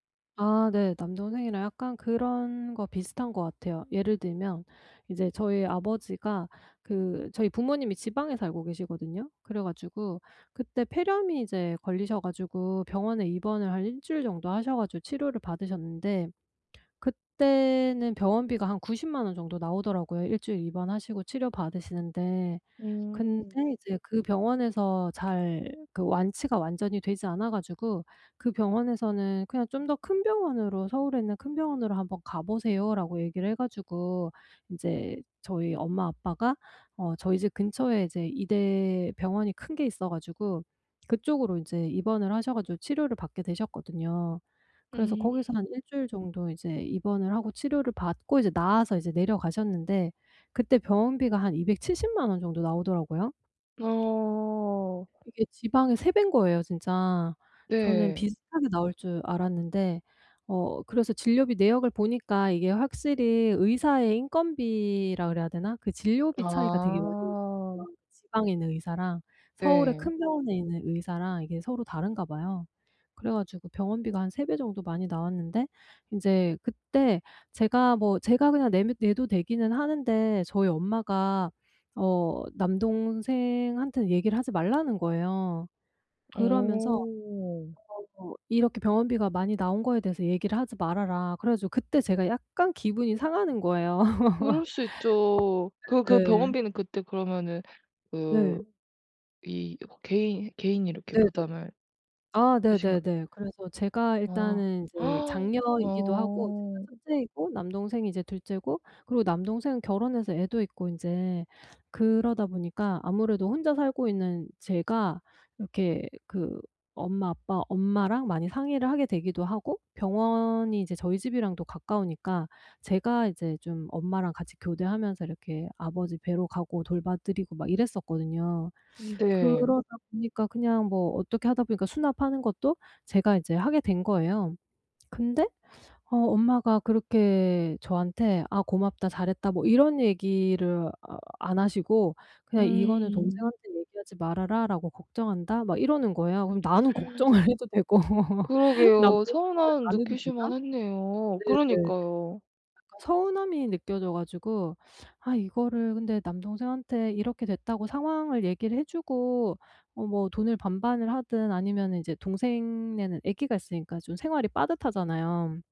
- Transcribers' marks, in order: other background noise; tapping; unintelligible speech; laugh; gasp; gasp; laughing while speaking: "걱정을 해도 되고"; background speech
- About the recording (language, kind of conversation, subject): Korean, advice, 돈 문제로 갈등이 생겼을 때 어떻게 평화롭게 해결할 수 있나요?